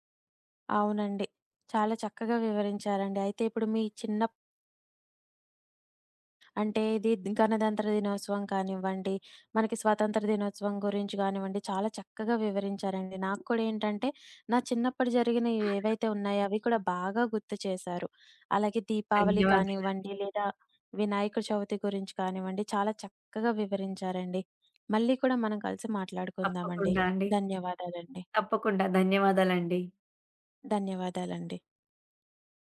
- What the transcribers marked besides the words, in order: tapping
- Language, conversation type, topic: Telugu, podcast, పండుగ రోజు మీరు అందరితో కలిసి గడిపిన ఒక రోజు గురించి చెప్పగలరా?